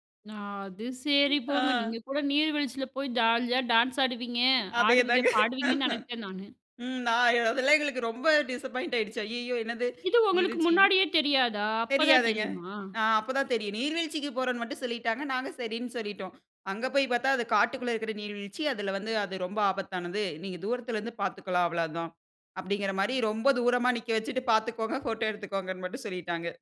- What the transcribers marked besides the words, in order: other background noise; laughing while speaking: "ம். ஆ"; laughing while speaking: "அதே தாங்க. ம் நா அதெல்லாம் எங்களுக்கு ரொம்ப டிசப்பாயிண்ட் ஆயிடுச்சு"; in English: "டிசப்பாயிண்ட்"; surprised: "ஐய்யயோ என்னது நீர்வீழ்ச்சி?"
- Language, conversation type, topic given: Tamil, podcast, முதல்முறையாக நீங்கள் தனியாகச் சென்ற பயணம் எப்படி இருந்தது?